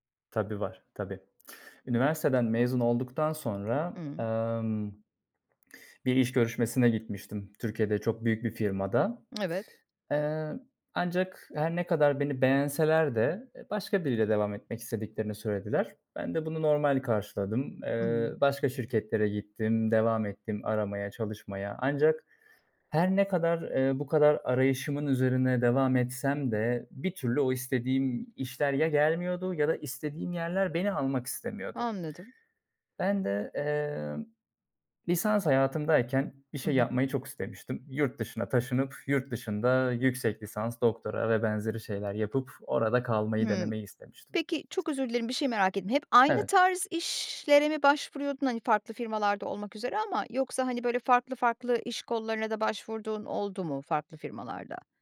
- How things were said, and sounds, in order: other background noise; unintelligible speech; tapping
- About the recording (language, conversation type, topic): Turkish, podcast, Başarısızlıktan öğrendiğin en önemli ders nedir?